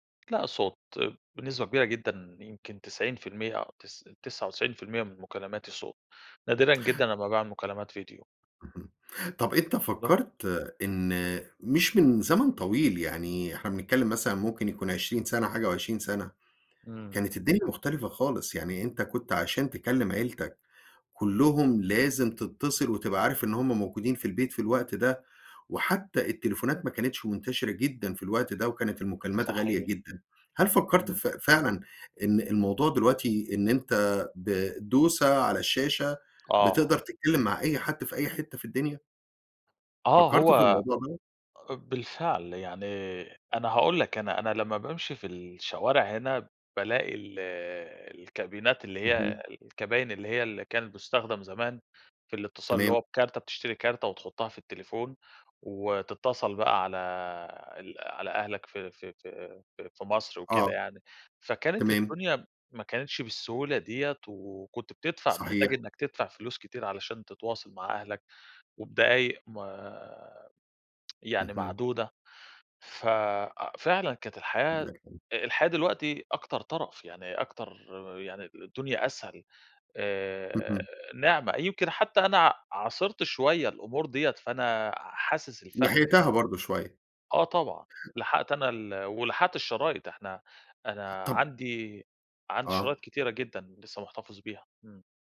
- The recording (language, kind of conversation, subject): Arabic, podcast, سؤال باللهجة المصرية عن أكتر تطبيق بيُستخدم يوميًا وسبب استخدامه
- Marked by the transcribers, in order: unintelligible speech; tapping; tsk; unintelligible speech